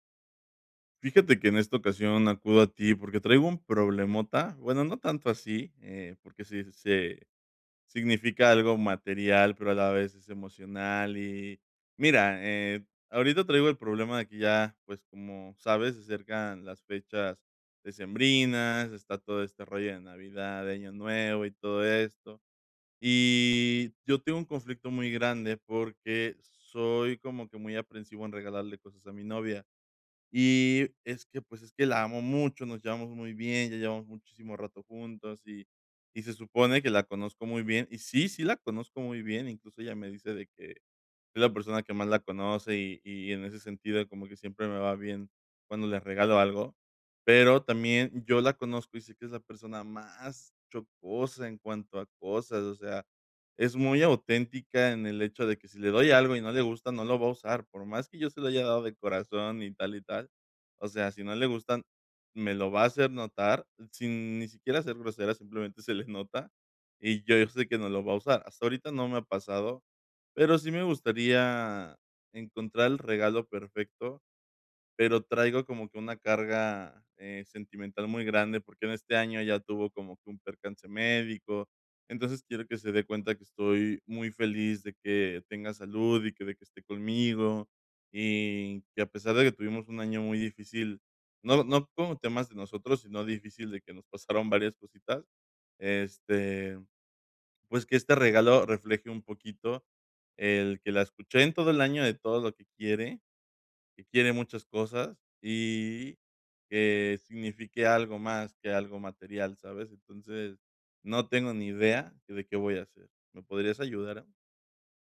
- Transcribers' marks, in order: "fastidiosa" said as "chocosa"
- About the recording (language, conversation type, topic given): Spanish, advice, ¿Cómo puedo encontrar un regalo con significado para alguien especial?